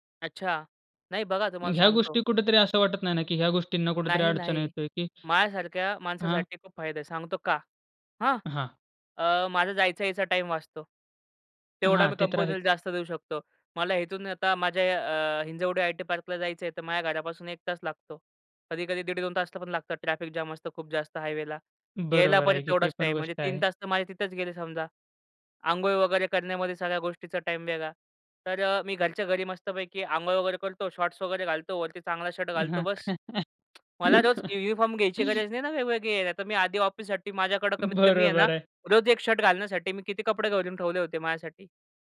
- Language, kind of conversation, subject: Marathi, podcast, भविष्यात कामाचा दिवस मुख्यतः ऑफिसमध्ये असेल की घरातून, तुमच्या अनुभवातून तुम्हाला काय वाटते?
- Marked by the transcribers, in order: other background noise; in English: "जाम"; tapping; in English: "युनिफॉर्म"; laugh; unintelligible speech; laughing while speaking: "बरोबर आहे"